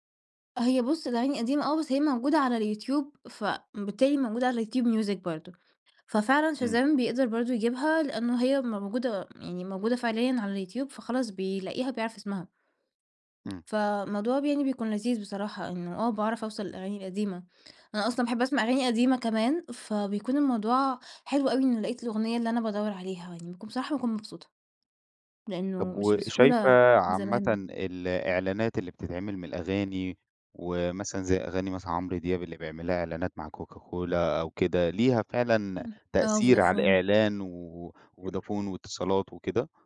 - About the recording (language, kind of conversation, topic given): Arabic, podcast, إزاي بتكتشف موسيقى جديدة عادةً؟
- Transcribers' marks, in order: tapping